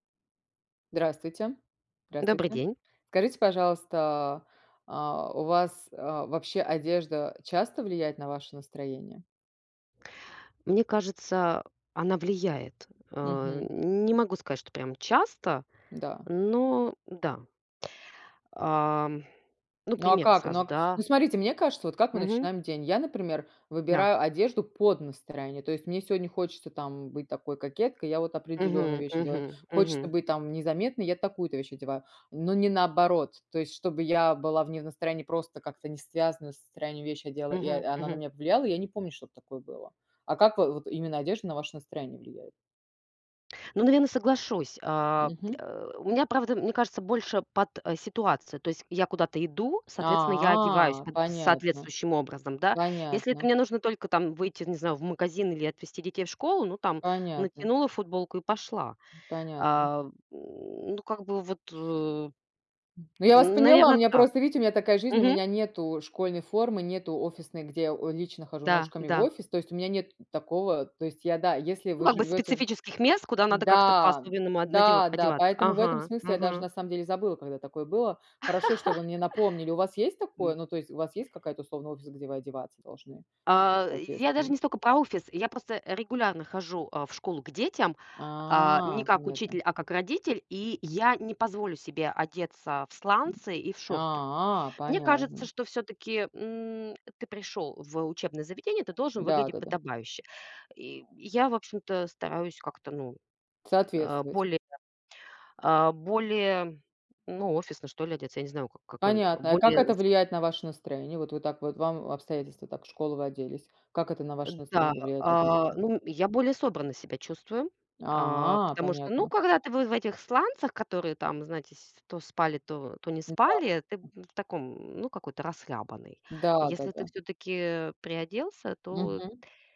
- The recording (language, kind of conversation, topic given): Russian, unstructured, Как одежда влияет на твое настроение?
- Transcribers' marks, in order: tapping; drawn out: "А"; other background noise; chuckle; drawn out: "A!"; drawn out: "А"; background speech; drawn out: "А!"